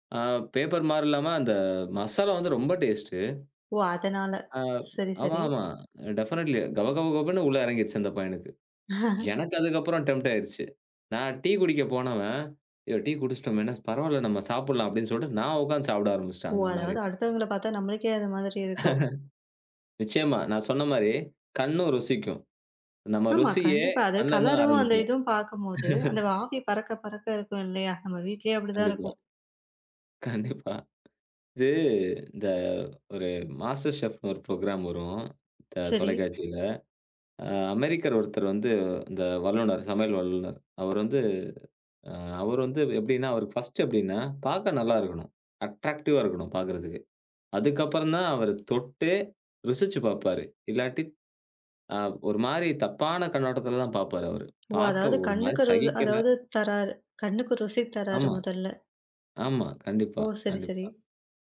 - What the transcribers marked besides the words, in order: in English: "டெஃபனட்லி"; in English: "டெம்ப்ட்"; laugh; laugh; laugh; laughing while speaking: "கண்டிப்பா"; other noise; in English: "மாஸ்டர் செஃப்ன்னு"; in English: "ப்ரோக்ராம்"; in English: "ஃபர்ஸ்ட்டு"; other background noise; in English: "அட்ராக்டிவா"
- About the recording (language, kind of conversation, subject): Tamil, podcast, மழைக்காலம் வந்தால் நமது உணவுக் கலாச்சாரம் மாறுகிறது என்று உங்களுக்குத் தோன்றுகிறதா?